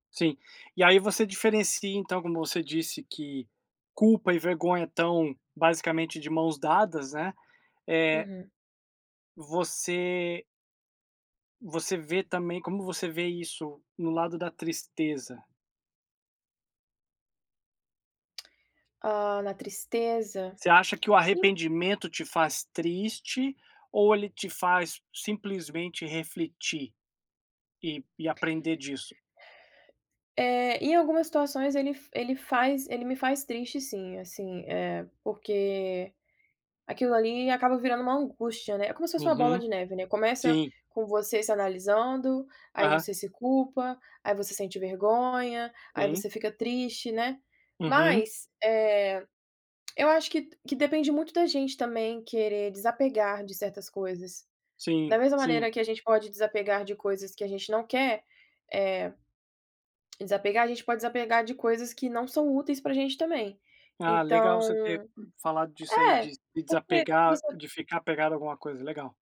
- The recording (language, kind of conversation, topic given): Portuguese, podcast, Como você lida com arrependimentos das escolhas feitas?
- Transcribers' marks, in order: tapping; breath